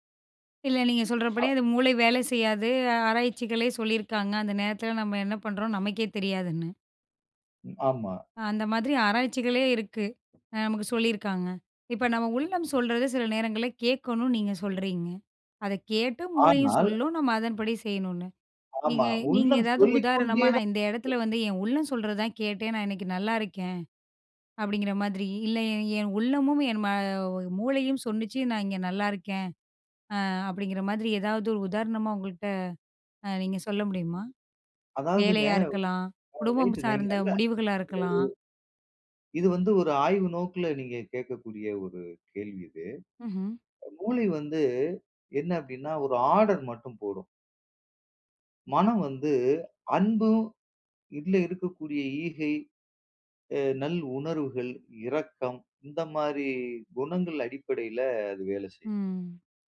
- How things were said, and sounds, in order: other noise; unintelligible speech; unintelligible speech
- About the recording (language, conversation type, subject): Tamil, podcast, உங்கள் உள்ளக் குரலை நீங்கள் எப்படி கவனித்துக் கேட்கிறீர்கள்?